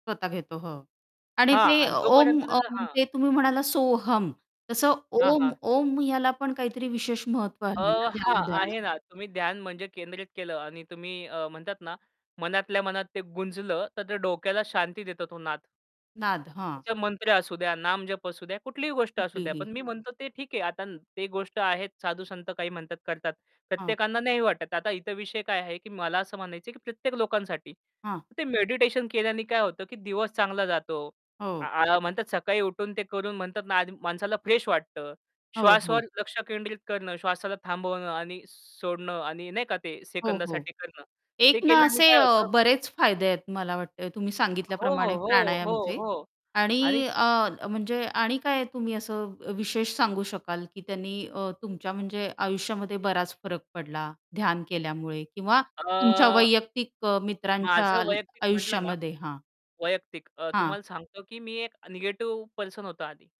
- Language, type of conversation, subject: Marathi, podcast, निसर्गात ध्यानाला सुरुवात कशी करावी आणि सोपी पद्धत कोणती आहे?
- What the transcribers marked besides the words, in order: distorted speech; tapping; other background noise; in English: "फ्रेश"; static